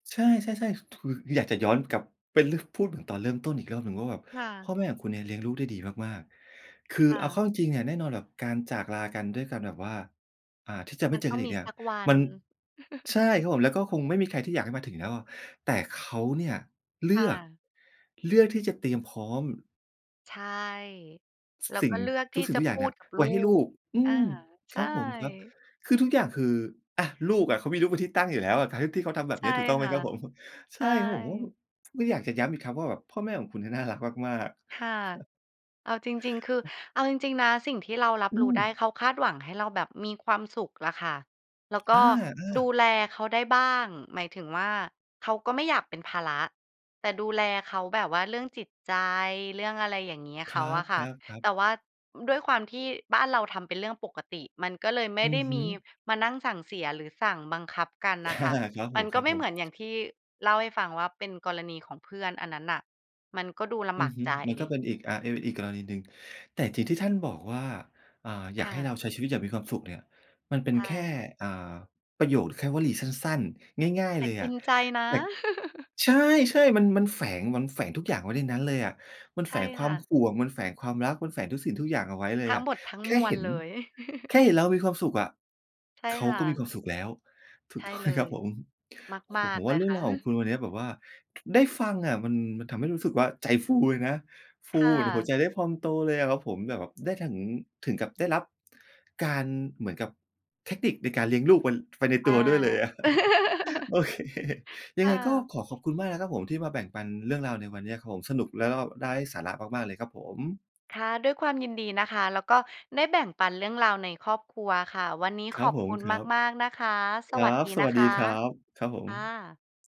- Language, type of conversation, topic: Thai, podcast, พ่อแม่คาดหวังให้คุณรับผิดชอบอะไรเมื่อเขาแก่ตัวลง?
- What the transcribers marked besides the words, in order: other background noise; chuckle; chuckle; tsk; chuckle; tapping; laughing while speaking: "อา"; chuckle; chuckle; laughing while speaking: "ถูกต้องไหมครับผม ?"; other noise; chuckle; laughing while speaking: "โอเค"; laugh